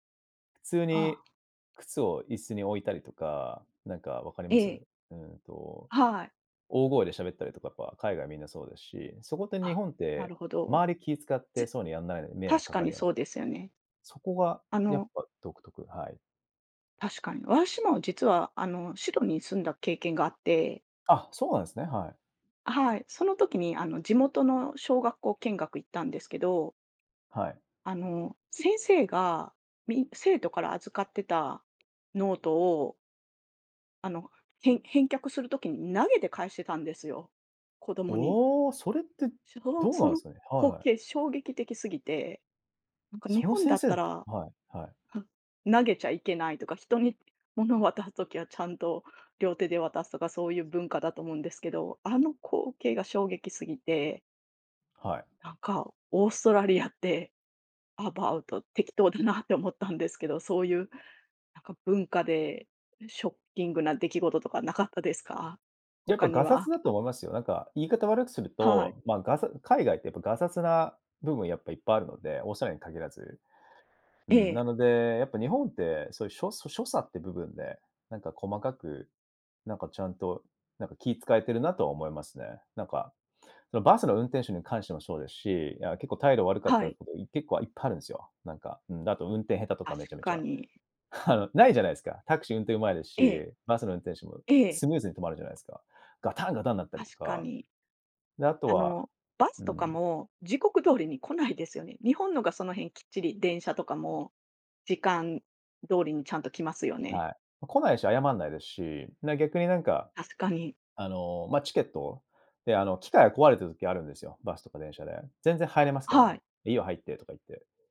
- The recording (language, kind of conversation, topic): Japanese, podcast, 新しい文化に馴染むとき、何を一番大切にしますか？
- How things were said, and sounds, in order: "私も" said as "わあしも"; tapping; laughing while speaking: "オーストラリアって、 アバウト 適当だなって思ったんですけど"; in English: "アバウト"; laughing while speaking: "あの"